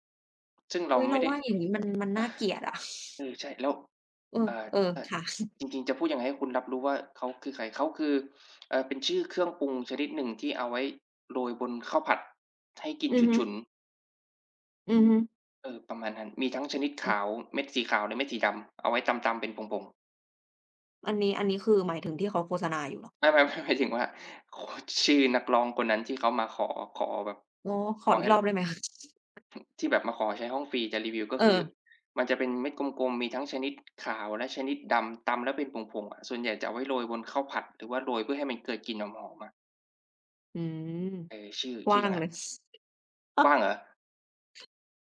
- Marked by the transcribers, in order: other background noise; tapping
- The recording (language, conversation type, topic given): Thai, unstructured, ทำไมคนถึงชอบติดตามดราม่าของดาราในโลกออนไลน์?